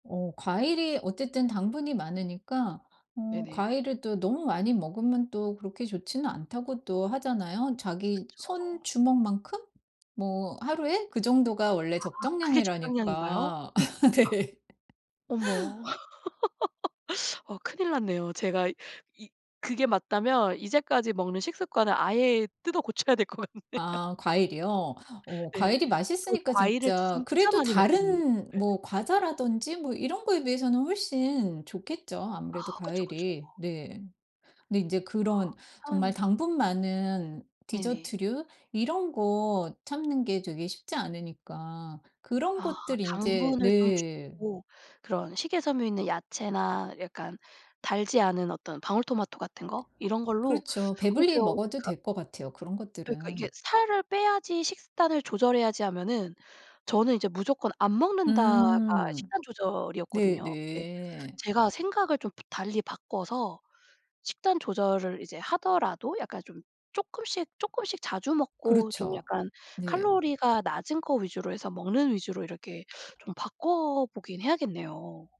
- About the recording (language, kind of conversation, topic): Korean, advice, 식사량을 줄이려고 하는데 자주 허기질 때 어떻게 하면 좋을까요?
- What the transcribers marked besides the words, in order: tapping; other background noise; laugh; laughing while speaking: "아 네"; laughing while speaking: "고쳐야 될 것 같네요"